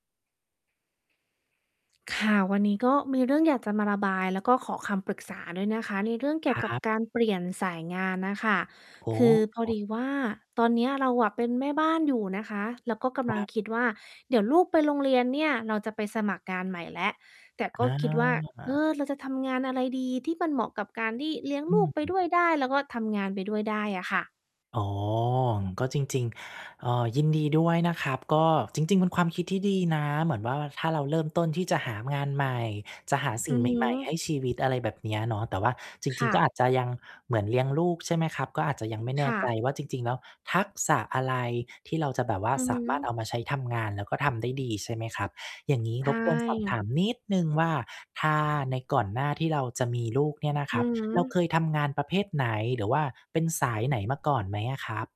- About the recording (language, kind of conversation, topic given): Thai, advice, ฉันควรเปลี่ยนสายงานหรือเริ่มต้นใหม่อย่างไรดี?
- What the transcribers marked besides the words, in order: distorted speech; static; other background noise; stressed: "นิด"; mechanical hum